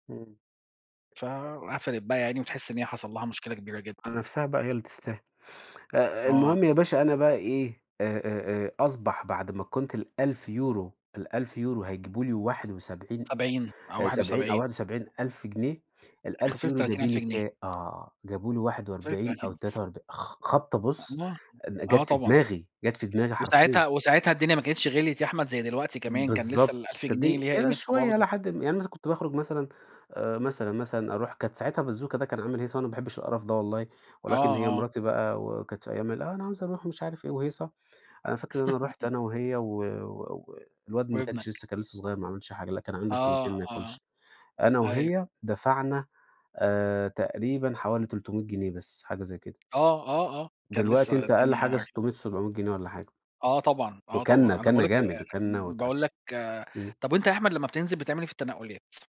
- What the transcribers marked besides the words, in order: tapping; other background noise; laugh
- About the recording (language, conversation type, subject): Arabic, unstructured, هل إنت شايف إن السفر المفروض يبقى متاح لكل الناس ولا للأغنيا بس؟
- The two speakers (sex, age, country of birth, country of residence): male, 30-34, Egypt, Portugal; male, 40-44, Egypt, Portugal